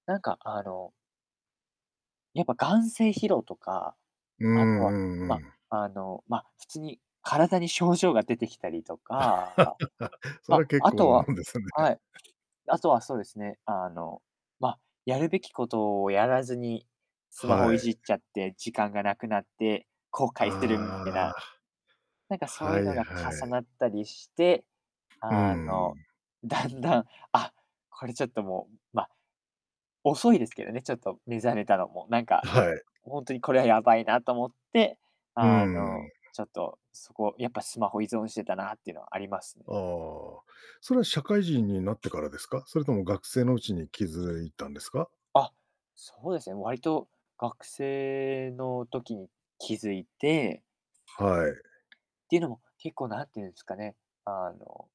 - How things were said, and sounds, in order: distorted speech; laugh; unintelligible speech; other background noise; tapping
- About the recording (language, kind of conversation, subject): Japanese, podcast, スマホ依存についてどう思いますか？